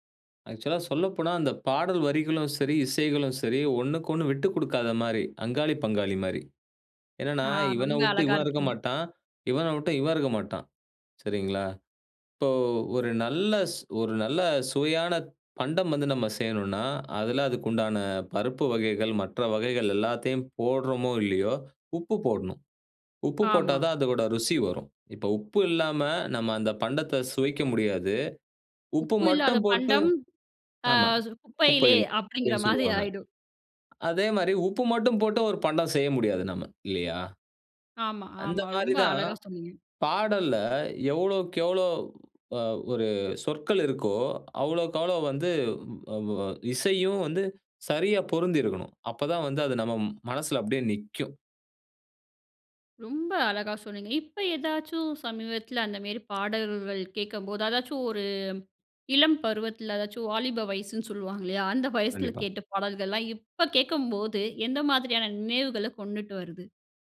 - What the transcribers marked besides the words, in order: in English: "ஆக்சுவலா"; "எவ்வளவுக்கு எவ்ளோ" said as "எவ்ளோக்கேவ்ளோ"
- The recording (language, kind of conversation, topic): Tamil, podcast, ஒரு பாடல் உங்களுடைய நினைவுகளை எப்படித் தூண்டியது?